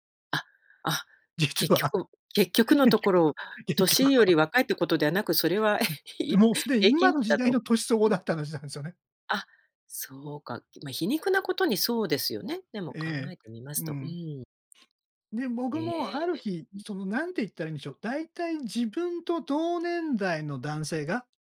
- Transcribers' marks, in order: laughing while speaking: "実は、結局は 結局は"; chuckle
- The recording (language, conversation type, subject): Japanese, podcast, 服で「なりたい自分」を作るには？
- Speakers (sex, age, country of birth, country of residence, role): female, 50-54, Japan, France, host; male, 60-64, Japan, Japan, guest